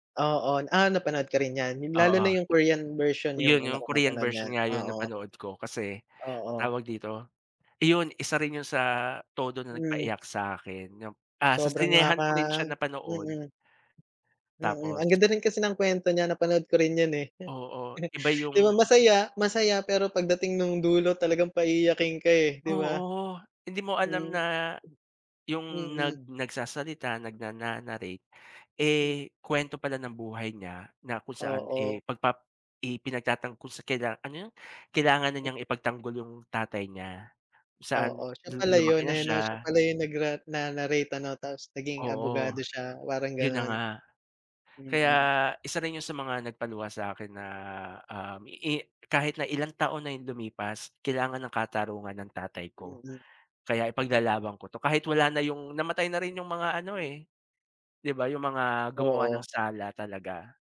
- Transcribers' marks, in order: chuckle; other noise
- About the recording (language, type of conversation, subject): Filipino, unstructured, Paano ka naapektuhan ng pelikulang nagpaiyak sa’yo, at ano ang pakiramdam kapag lumalabas ka ng sinehan na may luha sa mga mata?